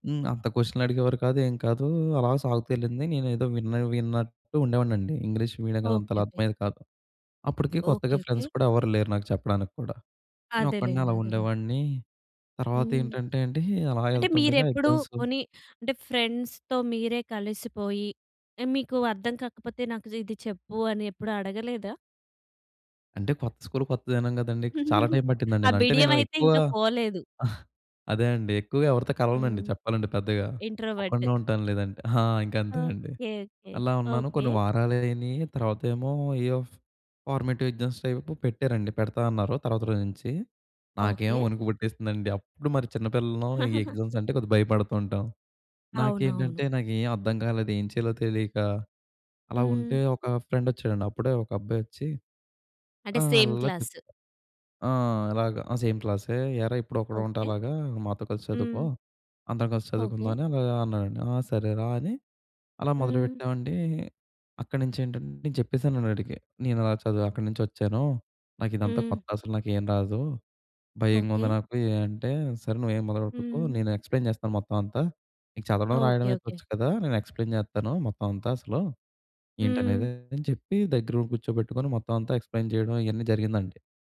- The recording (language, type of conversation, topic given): Telugu, podcast, పేదరికం లేదా ఇబ్బందిలో ఉన్నప్పుడు అనుకోని సహాయాన్ని మీరు ఎప్పుడైనా స్వీకరించారా?
- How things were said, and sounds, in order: in English: "ఫ్రెండ్స్"; in English: "ఎగ్జామ్సు"; in English: "ఫ్రెండ్స్‌తో"; in English: "స్కూల్"; chuckle; in English: "టైం"; other noise; in English: "ఏయెఫ్ ఫార్మేటివ్ ఎగ్జామ్స్"; in English: "ఎగ్జామ్స్"; chuckle; in English: "ఫ్రెండ్"; in English: "సేమ్"; in English: "సేమ్"; in English: "ఎక్స్‌ప్లైన్"; in English: "ఎక్స్‌ప్లైన్"; in English: "ఎక్స్‌ప్లైన్"